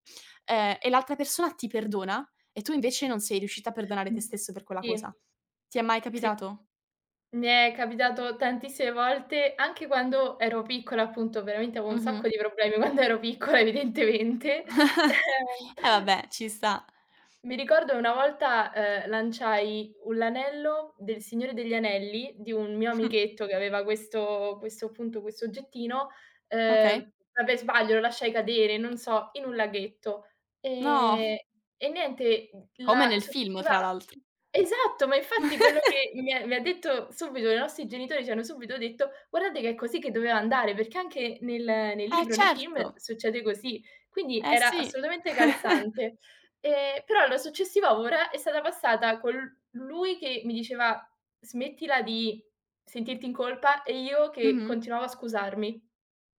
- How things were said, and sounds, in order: other background noise; tapping; laughing while speaking: "quando ero piccola evidentemente. Eh"; chuckle; snort; snort; giggle; chuckle
- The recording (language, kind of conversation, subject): Italian, unstructured, Come gestisci il senso di colpa quando commetti un errore grave?
- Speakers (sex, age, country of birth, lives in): female, 20-24, Italy, Italy; female, 20-24, Italy, Italy